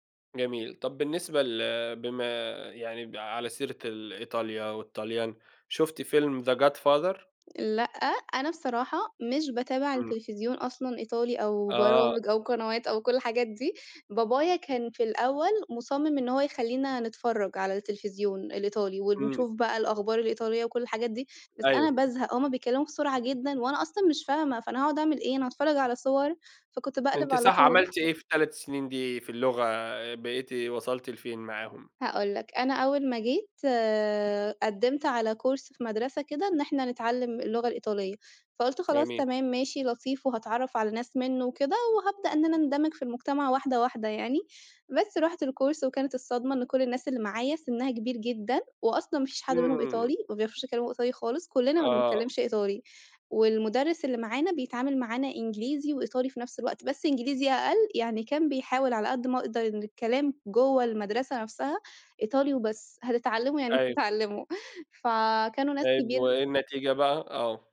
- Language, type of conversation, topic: Arabic, podcast, إزاي الهجرة أثّرت على هويتك وإحساسك بالانتماء للوطن؟
- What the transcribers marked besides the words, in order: tapping; in English: "كورس"; in English: "الكورس"; laughing while speaking: "هتتعلّموا يعني هتتعلّموا"